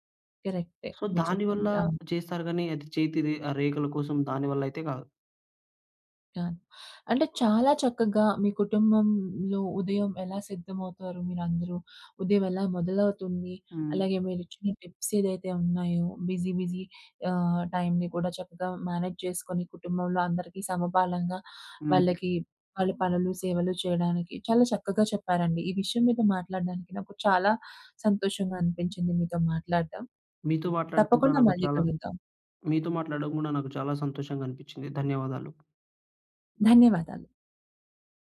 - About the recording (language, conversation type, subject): Telugu, podcast, మీ కుటుంబం ఉదయం ఎలా సిద్ధమవుతుంది?
- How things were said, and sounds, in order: in English: "సో"; in English: "టిప్స్"; in English: "బిజీ, బిజీ"; in English: "మేనేజ్"